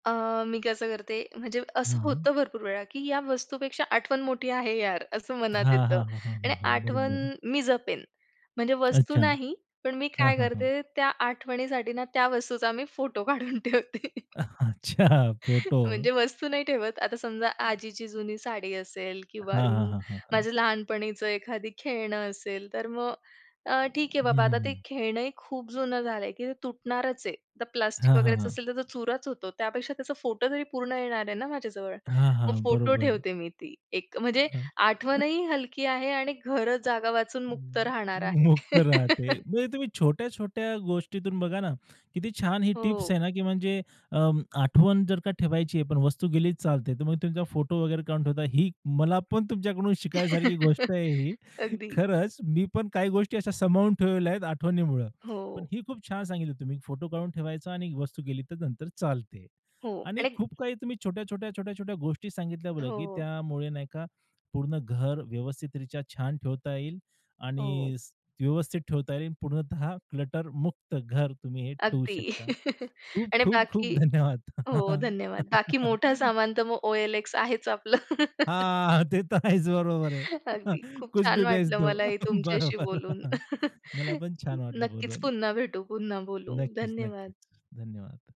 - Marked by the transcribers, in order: tapping; laughing while speaking: "फोटो काढून ठेवते"; laughing while speaking: "अच्छा"; inhale; inhale; other background noise; other noise; laugh; laugh; "शिकण्यासारखी" said as "शिकायसारखी"; "बघा" said as "भल्या"; "रित्या" said as "रिच्या"; chuckle; in English: "क्लटरमुक्त"; laughing while speaking: "धन्यवाद"; chuckle; laughing while speaking: "आपलं"; laughing while speaking: "हां, ते तर आहेच, बरोबर आहे कुछ भी बेच दो, बरोबर"; laugh; inhale; in Hindi: "कुछ भी बेच दो"; chuckle
- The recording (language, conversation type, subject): Marathi, podcast, घरात अनावश्यक सामानाचा गोंधळ होऊ नये म्हणून तुम्ही रोज काय करता?
- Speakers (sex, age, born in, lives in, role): female, 25-29, India, India, guest; male, 30-34, India, India, host